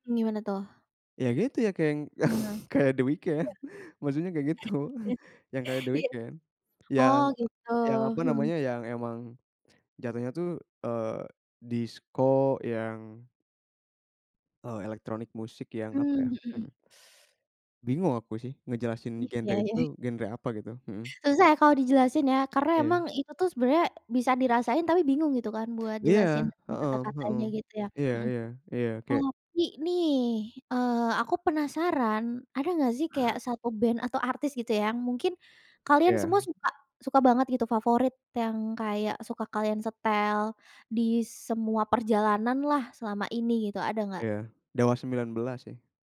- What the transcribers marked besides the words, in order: laughing while speaking: "yang kayak The Weekend. Maksudnya kayak gitu"; other background noise; chuckle; tapping; teeth sucking
- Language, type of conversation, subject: Indonesian, podcast, Pernahkah kalian membuat dan memakai daftar putar bersama saat road trip?